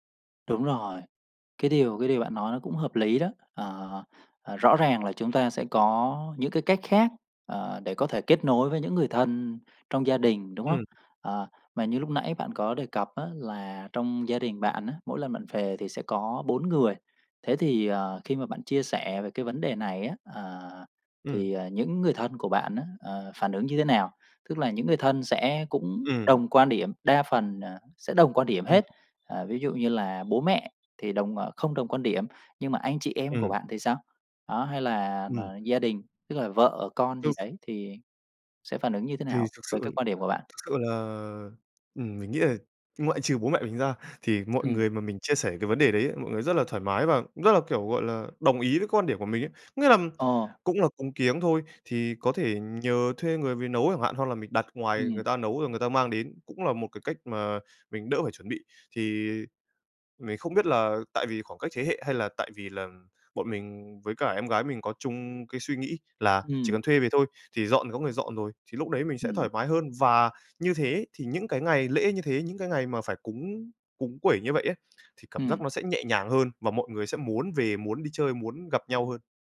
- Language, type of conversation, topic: Vietnamese, advice, Bạn nên làm gì khi không đồng ý với gia đình về cách tổ chức Tết và các phong tục truyền thống?
- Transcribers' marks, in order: tapping; horn